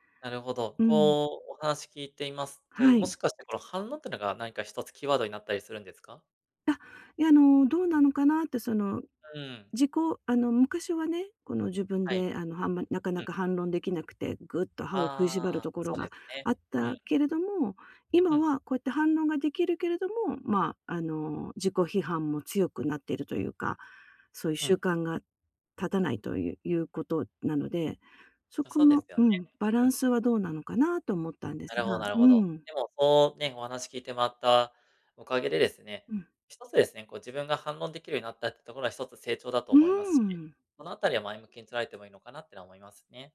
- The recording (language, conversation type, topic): Japanese, advice, 自己批判の癖をやめるにはどうすればいいですか？
- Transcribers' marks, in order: tapping